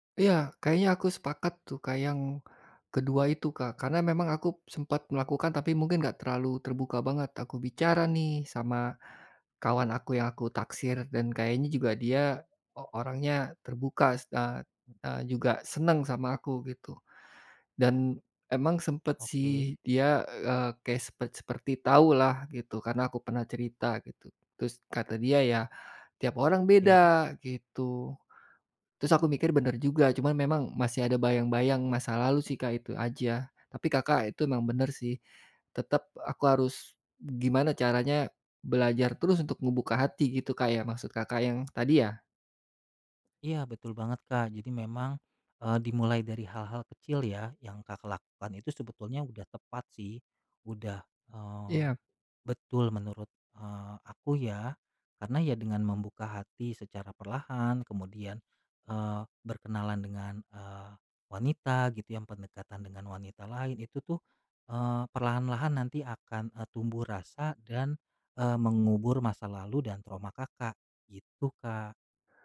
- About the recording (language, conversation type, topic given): Indonesian, advice, Bagaimana cara mengatasi rasa takut memulai hubungan baru setelah putus karena khawatir terluka lagi?
- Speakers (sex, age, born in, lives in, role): male, 35-39, Indonesia, Indonesia, advisor; male, 45-49, Indonesia, Indonesia, user
- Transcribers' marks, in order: none